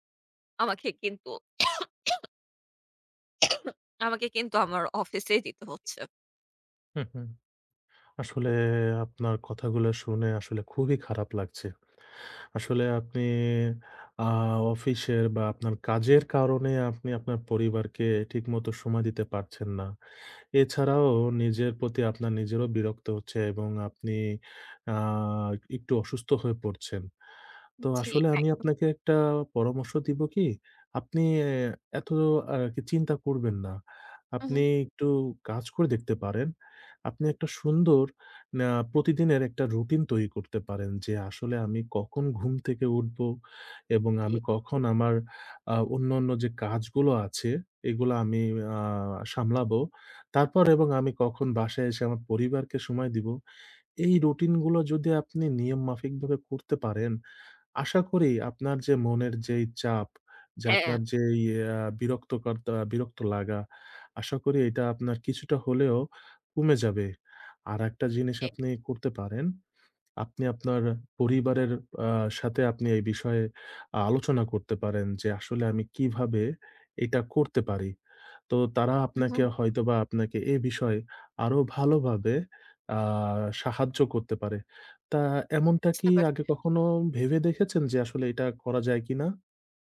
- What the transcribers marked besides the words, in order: cough; other background noise
- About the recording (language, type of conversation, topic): Bengali, advice, কাজ আর পরিবারের মাঝে সমান সময় দেওয়া সম্ভব হচ্ছে না